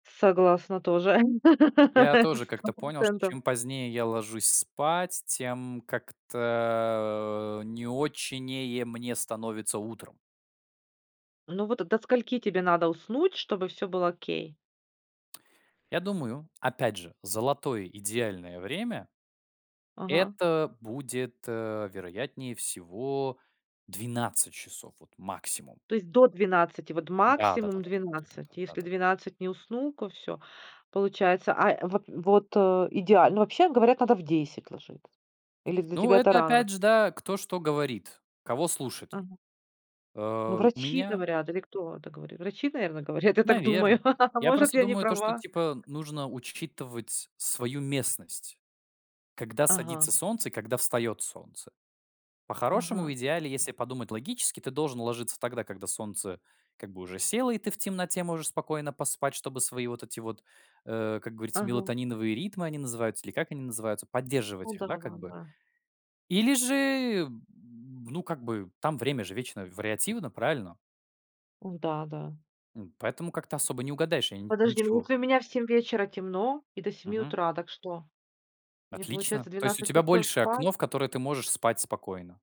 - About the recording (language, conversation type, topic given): Russian, podcast, Какую роль сон играет в твоём самочувствии?
- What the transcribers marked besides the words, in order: laugh; tapping; drawn out: "как-то"; laughing while speaking: "я так думаю"; laugh; other background noise